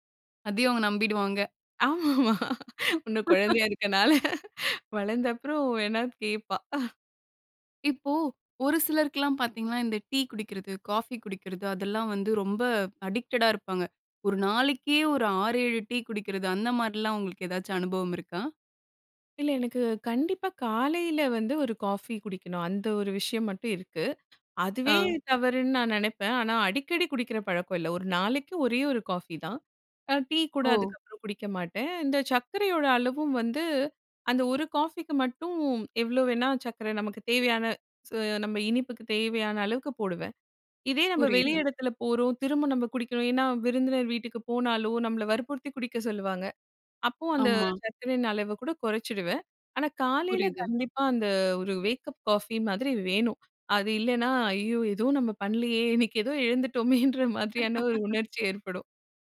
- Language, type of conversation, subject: Tamil, podcast, உணவுக்கான ஆசையை நீங்கள் எப்படி கட்டுப்படுத்துகிறீர்கள்?
- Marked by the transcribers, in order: laughing while speaking: "ஆமாமா. இன்னும் குழந்தையா இருக்கனால வளர்ந்த அப்பறம் வேணா கேட்பா"; laugh; in English: "அடிக்டடா"; other background noise; in English: "வேக்கப் காஃபி"; laughing while speaking: "ஐயோ! ஏதோ நம்ம பண்ணலையே இன்னைக்கு ஏதோ எழுந்துட்டோமேன்ற மாதிரியான ஒரு உணர்ச்சி ஏற்படும்"; laugh